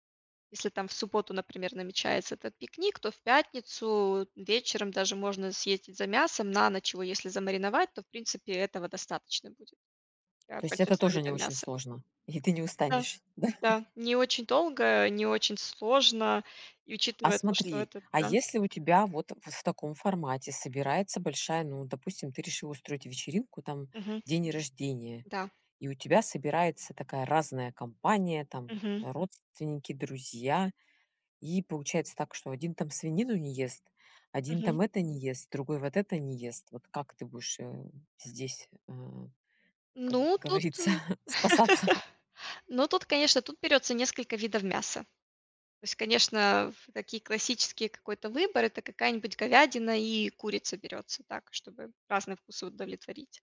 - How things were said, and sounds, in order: tapping; laughing while speaking: "да?"; other background noise; laughing while speaking: "говорится, спасаться?"; chuckle
- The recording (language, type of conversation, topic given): Russian, podcast, Как не уставать, когда нужно много готовить для гостей?